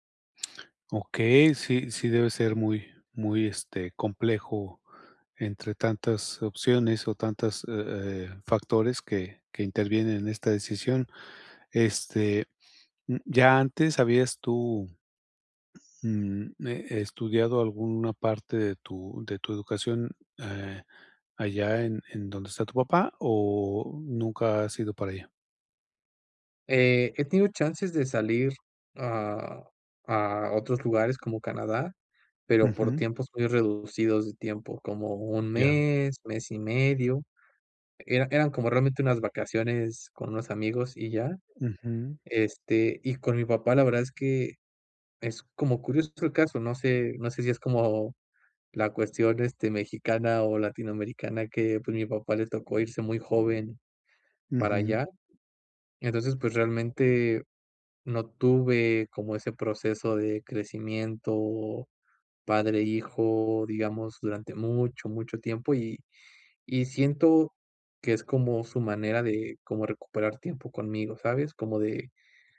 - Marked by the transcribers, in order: other background noise
- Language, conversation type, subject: Spanish, advice, ¿Cómo decido si pedir consejo o confiar en mí para tomar una decisión importante?